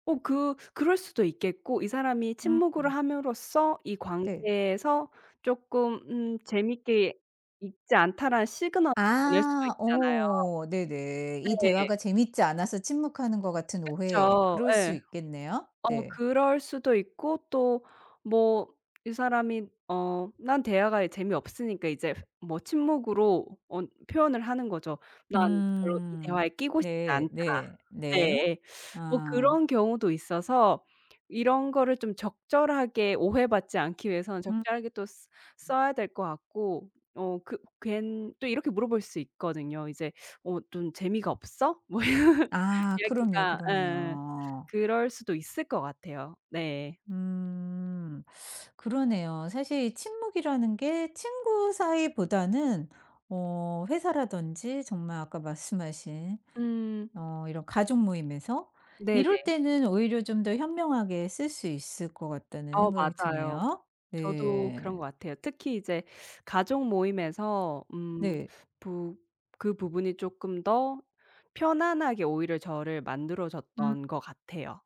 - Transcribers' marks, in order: other background noise; tapping; "좀" said as "똔"; laugh
- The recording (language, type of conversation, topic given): Korean, podcast, 침묵 속에서 얻은 깨달음이 있나요?